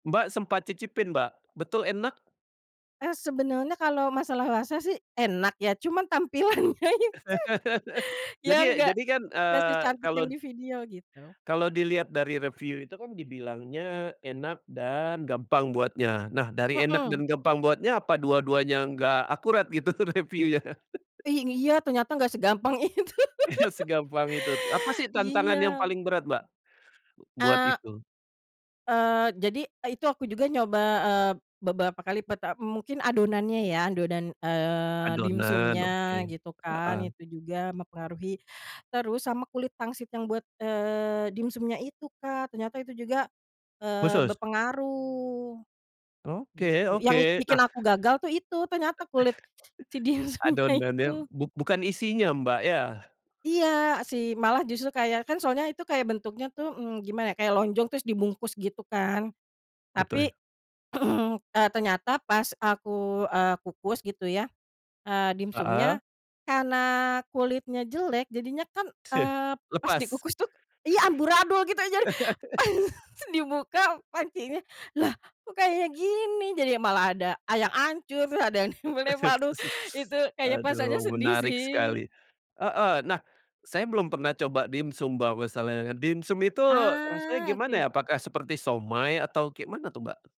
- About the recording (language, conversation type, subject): Indonesian, podcast, Bisakah kamu menceritakan pengalaman saat mencoba memasak resep baru yang hasilnya sukses atau malah gagal?
- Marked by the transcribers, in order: laughing while speaking: "tampilannya itu"; laugh; in English: "review"; laughing while speaking: "gitu"; in English: "review-nya?"; chuckle; laughing while speaking: "itu"; laugh; laughing while speaking: "dimsumnya"; throat clearing; laugh; unintelligible speech; unintelligible speech; other background noise